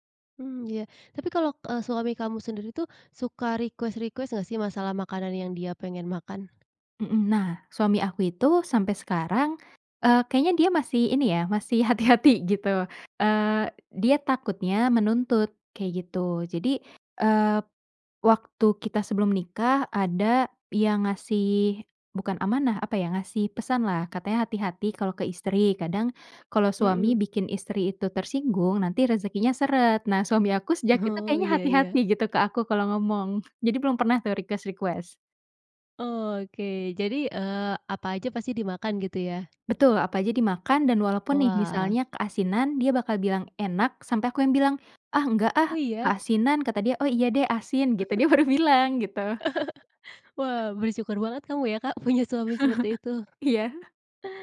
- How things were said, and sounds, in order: in English: "request-request"; tapping; laughing while speaking: "hati-hati"; in English: "request-request"; chuckle; laughing while speaking: "dia baru bilang"; chuckle; laughing while speaking: "punya"; chuckle; laughing while speaking: "Iya"
- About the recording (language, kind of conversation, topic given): Indonesian, podcast, Apa yang berubah dalam hidupmu setelah menikah?